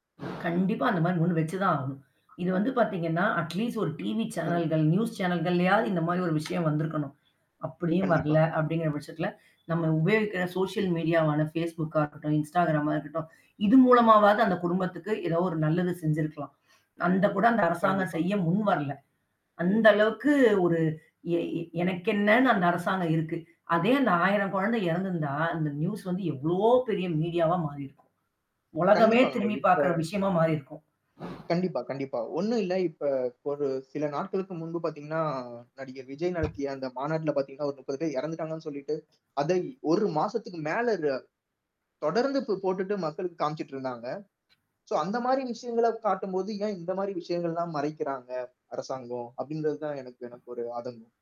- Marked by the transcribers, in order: static; other background noise; tapping; in English: "அட் லீஸ்ட்"; mechanical hum; in English: "சோசியல் மீடியாவான"; distorted speech; in English: "சோ"
- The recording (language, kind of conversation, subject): Tamil, podcast, ஒரு சமூகத்தில் செய்யப்படும் சிறிய உதவிகள் எப்படி பெரிய மாற்றத்தை உருவாக்கும் என்று நீங்கள் நினைக்கிறீர்கள்?